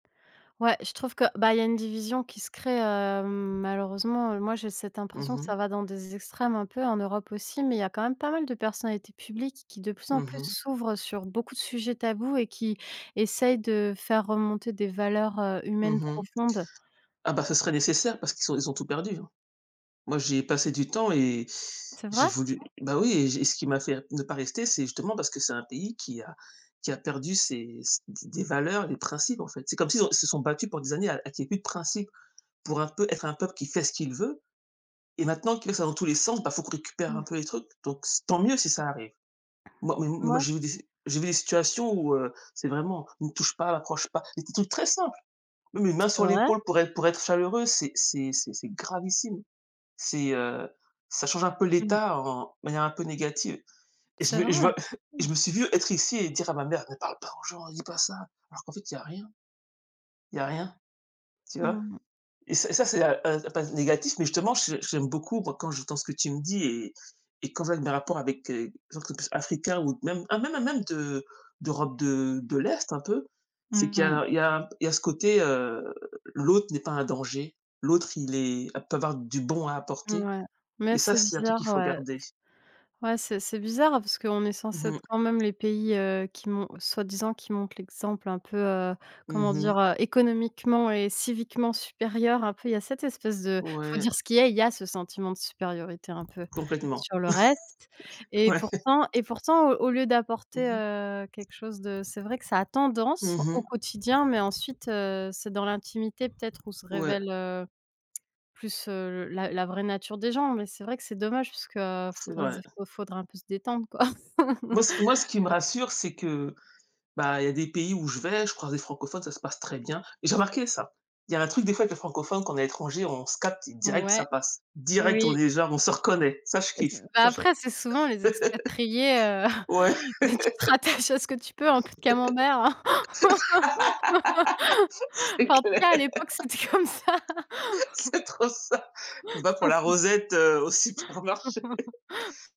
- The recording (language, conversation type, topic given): French, unstructured, Quelle a été votre rencontre interculturelle la plus enrichissante ?
- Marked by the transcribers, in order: tapping; other background noise; stressed: "gravissime"; put-on voice: "Ne parle pas aux gens ! , Ne dis pas ça !"; chuckle; laughing while speaking: "Ouais"; laugh; chuckle; laugh; laughing while speaking: "C'est clair. C'est trop ça !"; laughing while speaking: "c'était comme ça !"; laugh; laughing while speaking: "au supermarché !"